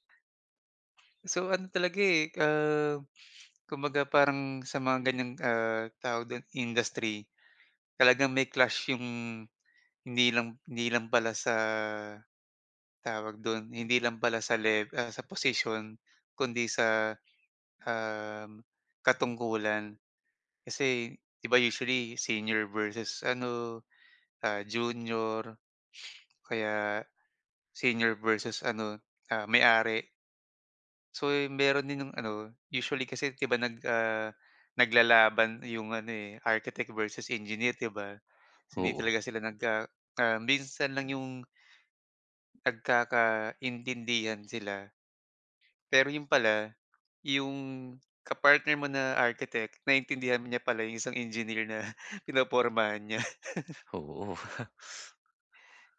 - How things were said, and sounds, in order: other background noise; tapping; laughing while speaking: "na"; chuckle
- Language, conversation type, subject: Filipino, advice, Paano ko muling maibabalik ang motibasyon ko sa aking proyekto?